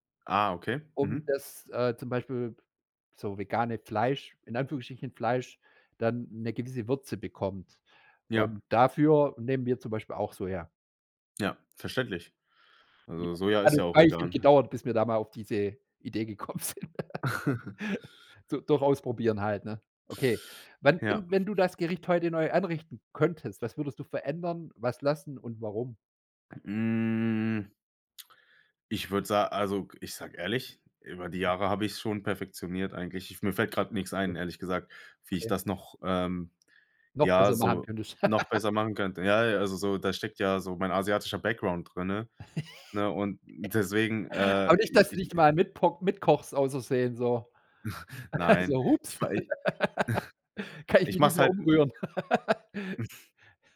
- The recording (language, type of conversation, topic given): German, podcast, Welches Gericht würde deine Lebensgeschichte erzählen?
- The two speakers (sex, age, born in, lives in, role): male, 25-29, Germany, Germany, guest; male, 45-49, Germany, Germany, host
- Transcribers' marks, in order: other noise; laughing while speaking: "gekommen sind"; chuckle; drawn out: "Hm"; other background noise; laugh; giggle; in English: "Background"; chuckle; laugh; chuckle; laugh; laugh; chuckle